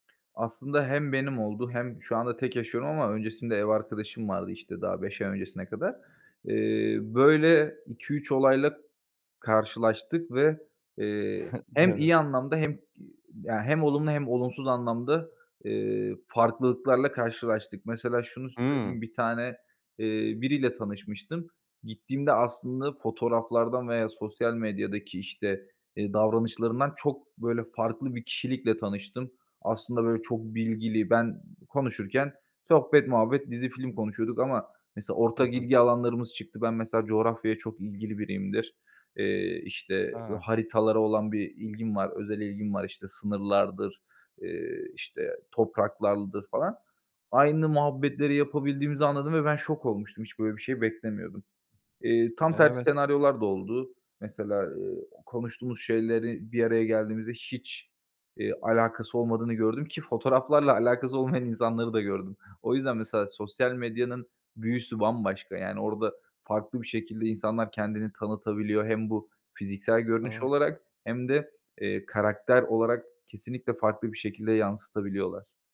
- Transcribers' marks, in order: chuckle; laughing while speaking: "Evet"; other background noise
- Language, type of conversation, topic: Turkish, podcast, Sosyal medyada gösterdiğin imaj ile gerçekteki sen arasında fark var mı?